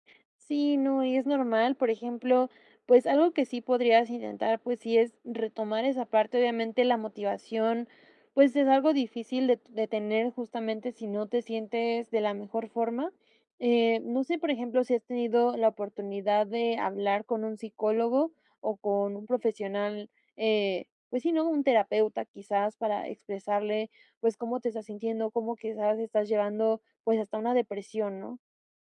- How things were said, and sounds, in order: none
- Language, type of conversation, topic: Spanish, advice, ¿Cómo puedo aceptar la nueva realidad después de que terminó mi relación?